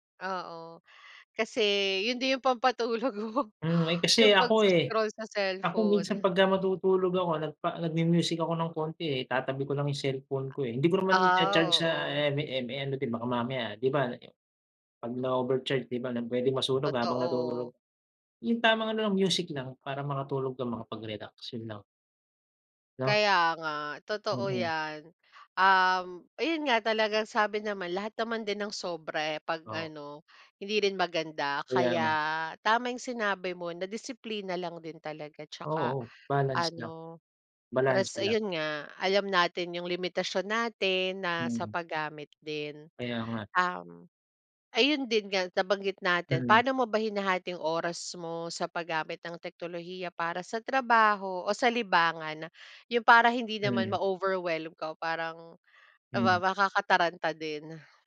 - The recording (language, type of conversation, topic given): Filipino, unstructured, Paano nakatulong ang teknolohiya sa mga pang-araw-araw mong gawain?
- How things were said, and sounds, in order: laughing while speaking: "yung pampatulog ko"; unintelligible speech